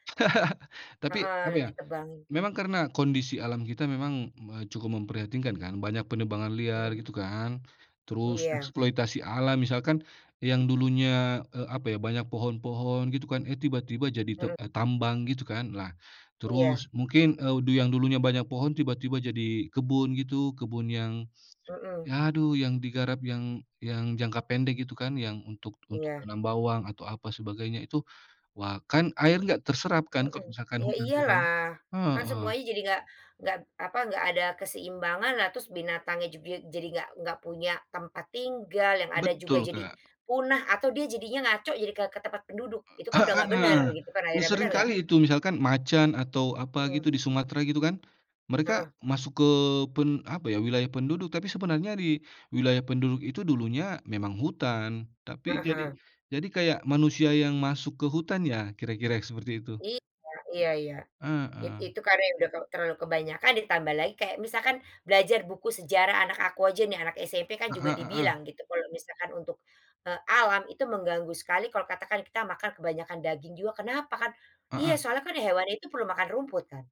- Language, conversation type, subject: Indonesian, unstructured, Apa yang membuatmu takut akan masa depan jika kita tidak menjaga alam?
- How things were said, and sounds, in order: chuckle